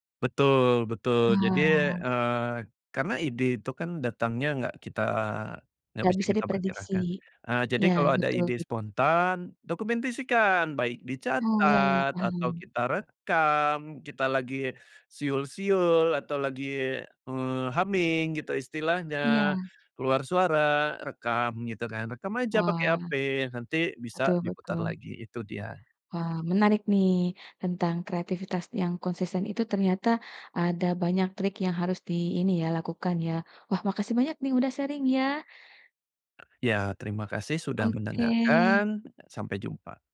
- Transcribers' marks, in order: "dokumentasikan" said as "dokumentisikan"; in English: "humming"; in English: "sharing"; tapping
- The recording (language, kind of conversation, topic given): Indonesian, podcast, Bagaimana cara kamu menjaga kreativitas agar tetap konsisten?